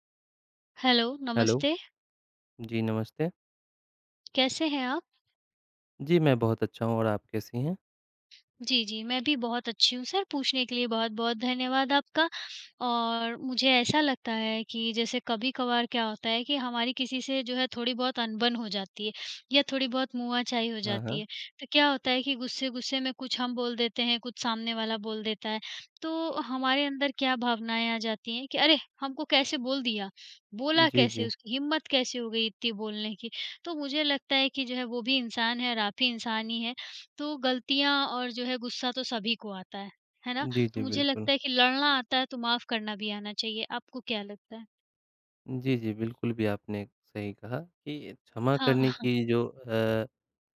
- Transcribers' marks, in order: tapping; other background noise
- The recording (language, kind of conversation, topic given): Hindi, unstructured, क्या क्षमा करना ज़रूरी होता है, और क्यों?